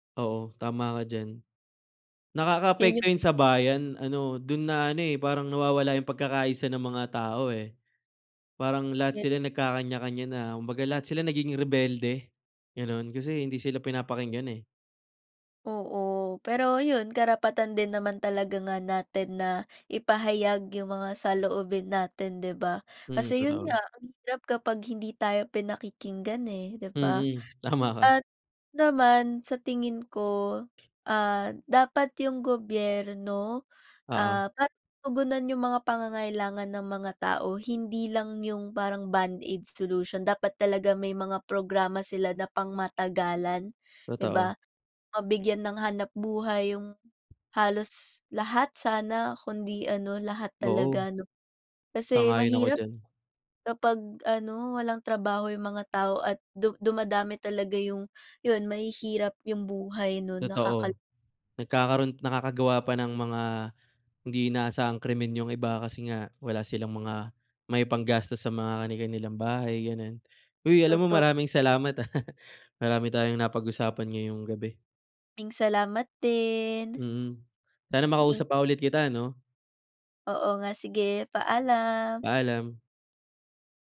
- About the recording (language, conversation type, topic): Filipino, unstructured, Paano mo ilalarawan ang magandang pamahalaan para sa bayan?
- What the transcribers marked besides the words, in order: other background noise; laugh